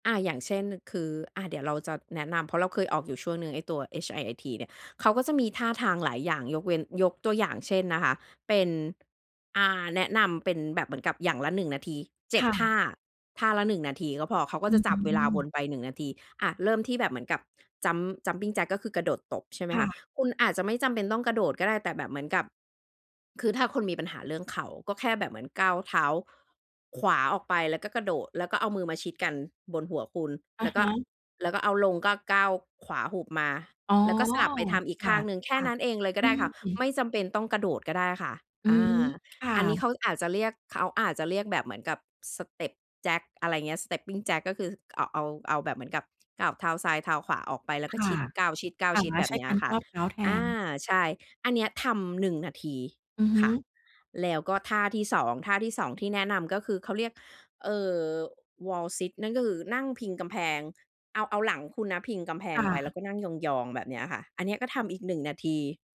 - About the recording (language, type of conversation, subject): Thai, podcast, ถ้ามีเวลาออกกำลังกายแค่ไม่กี่นาที เราสามารถทำอะไรได้บ้าง?
- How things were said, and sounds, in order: none